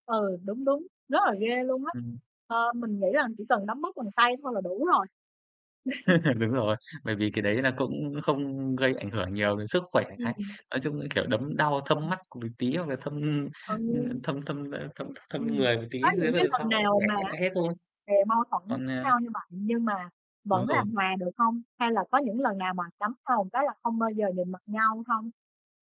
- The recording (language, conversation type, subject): Vietnamese, unstructured, Bạn thường làm gì khi xảy ra mâu thuẫn với bạn bè?
- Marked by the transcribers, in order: other background noise; laugh; chuckle; unintelligible speech; distorted speech; unintelligible speech; unintelligible speech